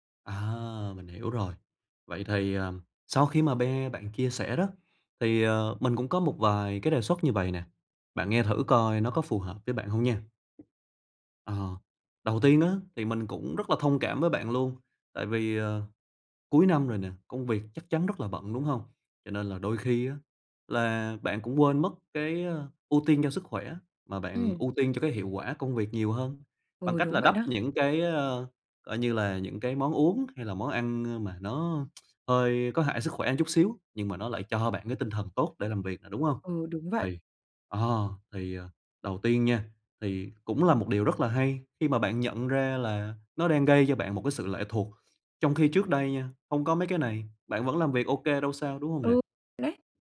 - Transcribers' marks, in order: tapping; other background noise; tsk
- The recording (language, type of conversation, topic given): Vietnamese, advice, Làm sao để giảm tiêu thụ caffeine và đường hàng ngày?